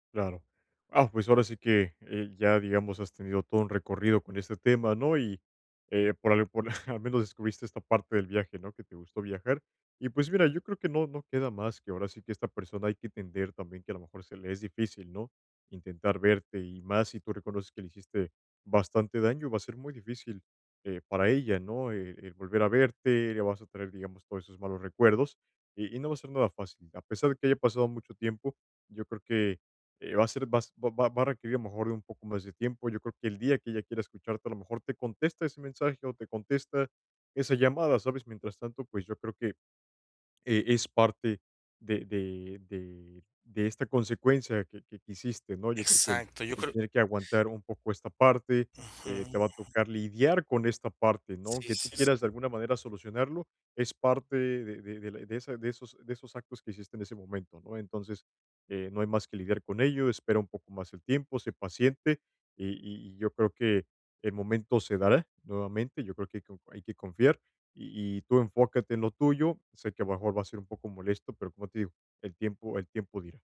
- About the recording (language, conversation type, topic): Spanish, advice, Enfrentar la culpa tras causar daño
- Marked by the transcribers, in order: chuckle